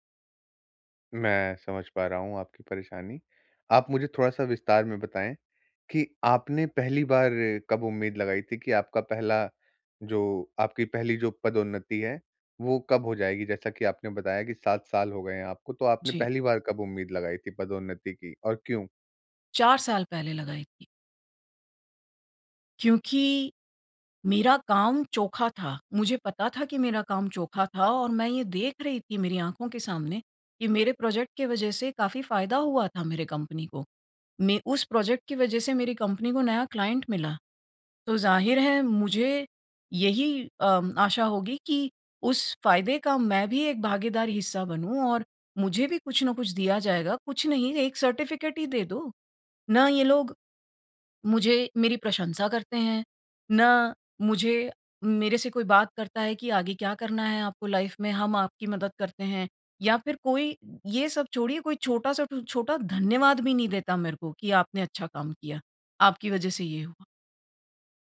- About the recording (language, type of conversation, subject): Hindi, advice, बॉस से तनख्वाह या पदोन्नति पर बात कैसे करें?
- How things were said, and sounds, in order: in English: "प्रोजेक्ट"; in English: "प्रोजेक्ट"; in English: "क्लाइंट"; in English: "सर्टिफिकेट"; in English: "लाइफ"